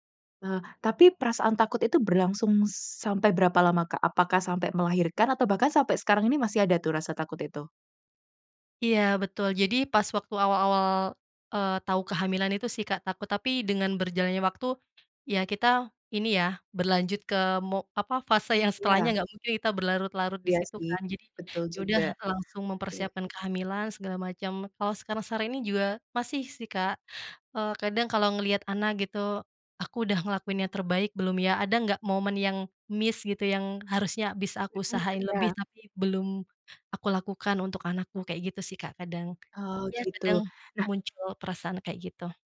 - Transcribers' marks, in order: tapping; in English: "missed"
- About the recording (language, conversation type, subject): Indonesian, podcast, Kapan terakhir kali kamu merasa sangat bangga pada diri sendiri?